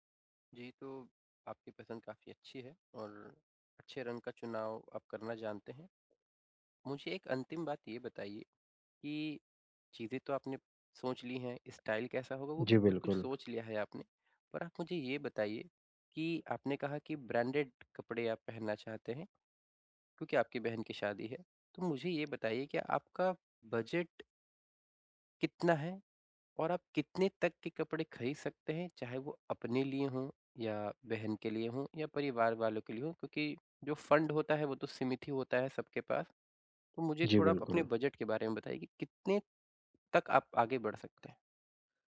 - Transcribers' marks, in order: in English: "स्टाइल"; in English: "फंड"; in English: "बज़ट"
- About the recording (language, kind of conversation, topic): Hindi, advice, किसी खास मौके के लिए कपड़े और पहनावा चुनते समय दुविधा होने पर मैं क्या करूँ?